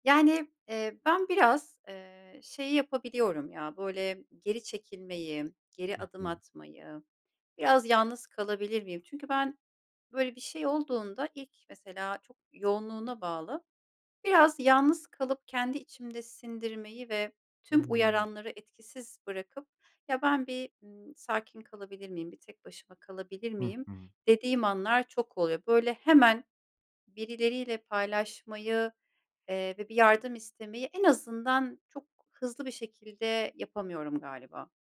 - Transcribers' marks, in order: other background noise
- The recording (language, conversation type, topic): Turkish, podcast, Birini dinledikten sonra ne zaman tavsiye verirsin, ne zaman susmayı seçersin?